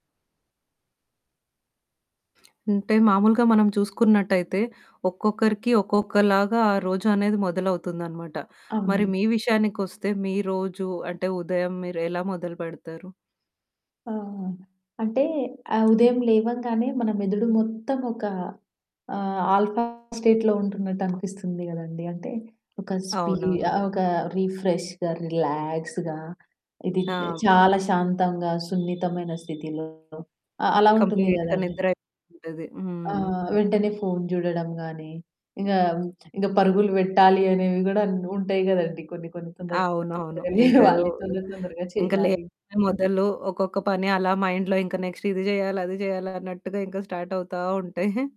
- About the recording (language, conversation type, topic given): Telugu, podcast, రోజు ఉదయం మీరు మీ రోజును ఎలా ప్రారంభిస్తారు?
- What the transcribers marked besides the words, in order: other background noise; static; tapping; in English: "ఆల్ఫా స్టేట్‌లో"; in English: "స్పీడ్"; in English: "రిఫ్రెష్‌గా, రిలాక్స్‌గా"; horn; distorted speech; in English: "కంప్లీట్‌గా"; chuckle; in English: "మైండ్‌లో"; in English: "నెక్స్ట్"; in English: "స్టార్ట్"; chuckle